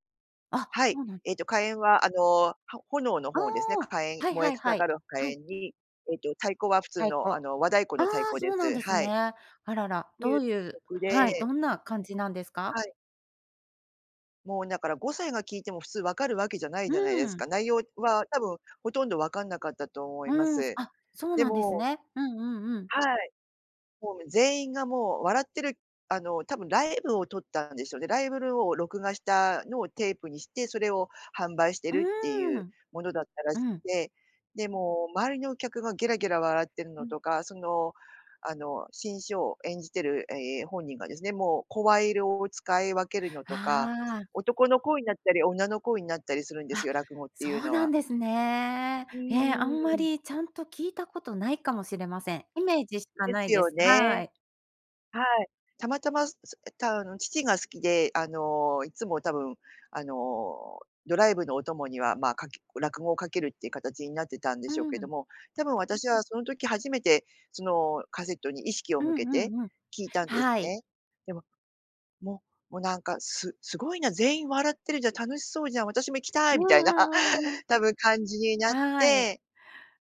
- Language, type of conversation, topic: Japanese, podcast, 初めて心を動かされた曲は何ですか？
- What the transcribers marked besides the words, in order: laughing while speaking: "みたいな"